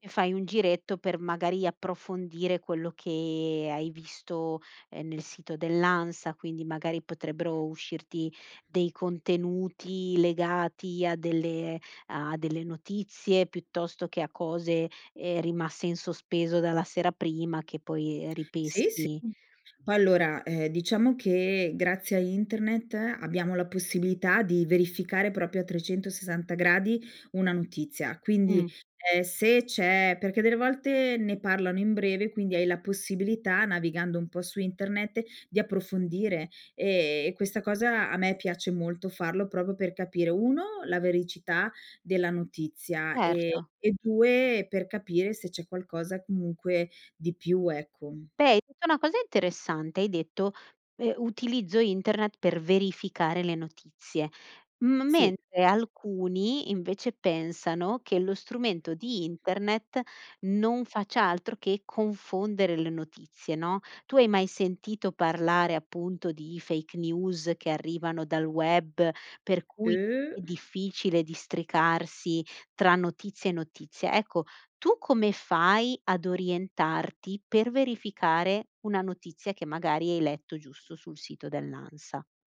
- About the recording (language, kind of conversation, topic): Italian, podcast, Che ruolo hanno i social nella tua giornata informativa?
- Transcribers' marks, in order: other background noise; tapping; "veridicità" said as "vericità"; in English: "fake news"; drawn out: "Uh"; other noise